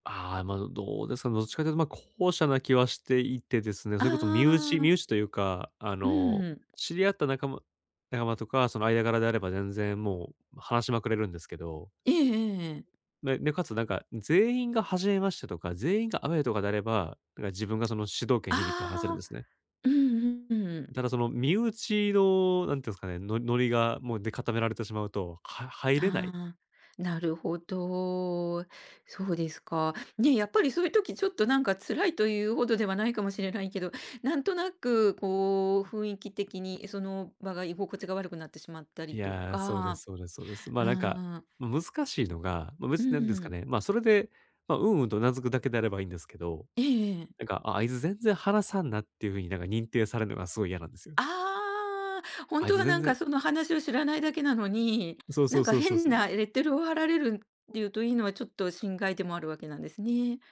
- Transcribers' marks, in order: tapping; other noise
- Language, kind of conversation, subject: Japanese, advice, 友達の会話にうまく入れないとき、どうすれば自然に会話に加われますか？